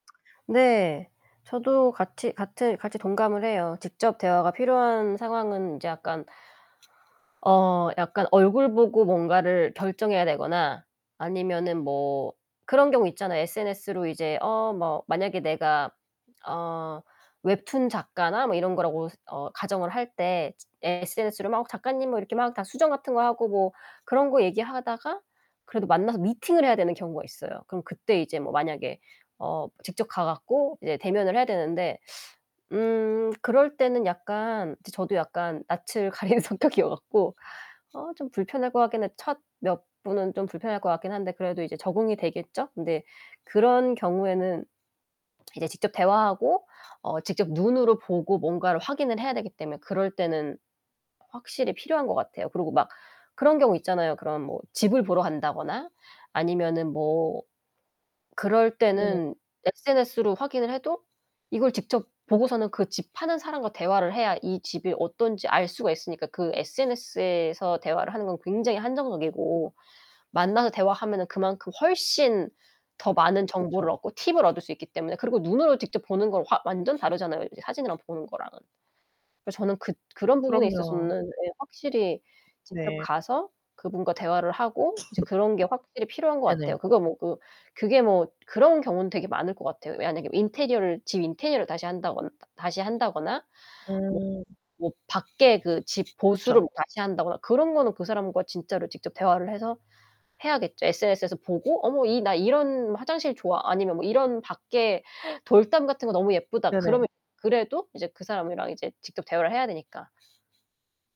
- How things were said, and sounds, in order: other background noise; distorted speech; laughing while speaking: "가리는 성격이어 갖고"; static; cough
- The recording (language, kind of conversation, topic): Korean, unstructured, SNS로 소통하는 것과 직접 대화하는 것 중 어떤 방식이 더 좋으신가요?